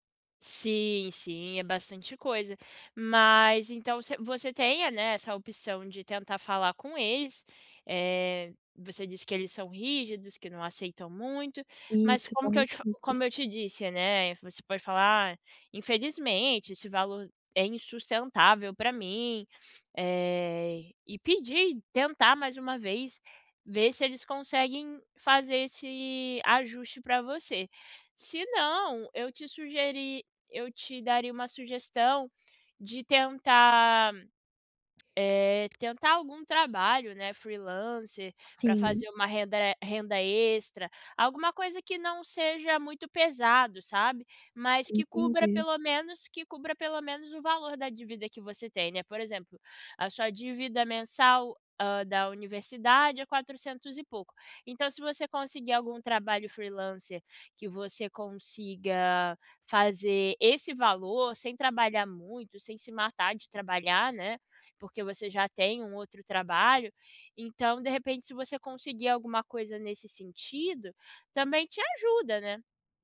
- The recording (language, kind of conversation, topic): Portuguese, advice, Como posso priorizar pagamentos e reduzir minhas dívidas de forma prática?
- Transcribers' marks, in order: tapping; "renda" said as "rendra"